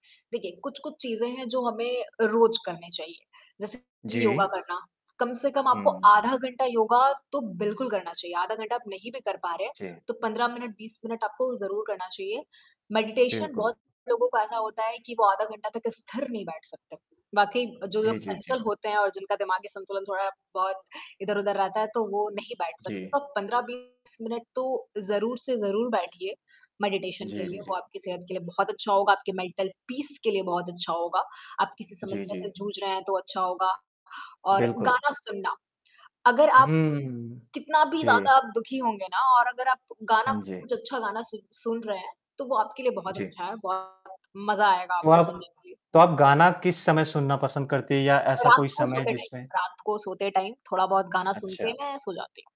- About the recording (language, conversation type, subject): Hindi, podcast, आपकी रोज़ की रचनात्मक दिनचर्या कैसी होती है?
- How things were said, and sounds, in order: mechanical hum; distorted speech; in English: "मेडिटेशन"; static; in English: "मेडिटेशन"; other street noise; in English: "मेंटल पीस"; tapping; in English: "टाइम"; in English: "टाइम"